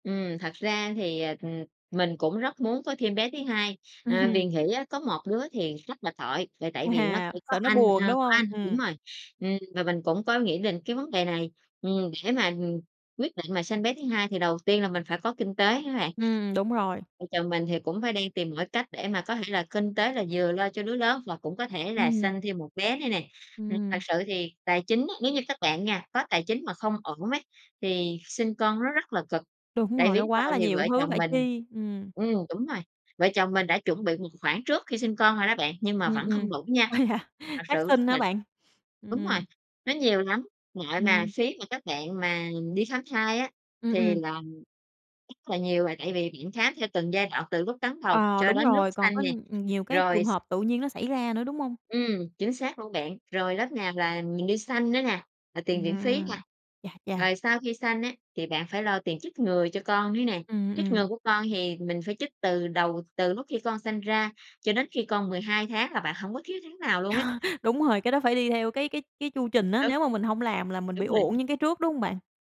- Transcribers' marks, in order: chuckle; laughing while speaking: "À"; tapping; other background noise; laughing while speaking: "Ủa, vậy hả?"; laugh
- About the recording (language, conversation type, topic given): Vietnamese, podcast, Những yếu tố nào khiến bạn quyết định có con hay không?